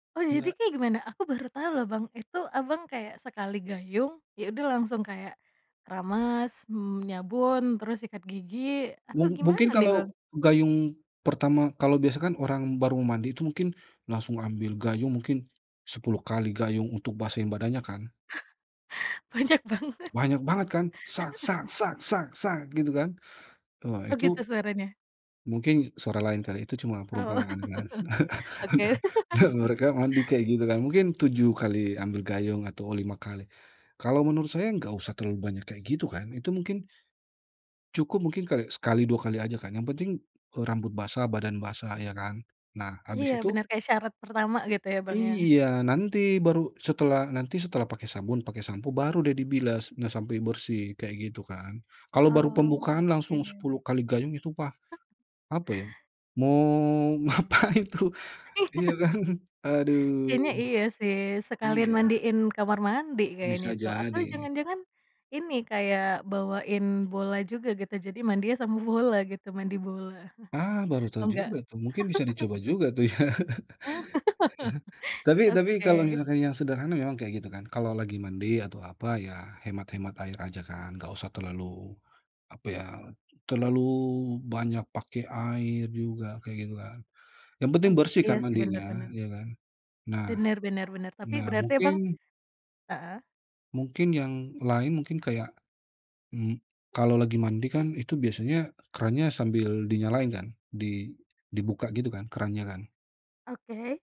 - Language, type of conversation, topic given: Indonesian, podcast, Bagaimana cara praktis dan sederhana menghemat air di rumah?
- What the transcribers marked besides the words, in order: chuckle; laughing while speaking: "Banyak banget"; chuckle; other noise; chuckle; other background noise; laugh; drawn out: "Oke"; chuckle; laughing while speaking: "Iya"; laughing while speaking: "ngapain tuh"; laughing while speaking: "kan"; chuckle; laugh; laughing while speaking: "tuh ya"; chuckle; laugh; background speech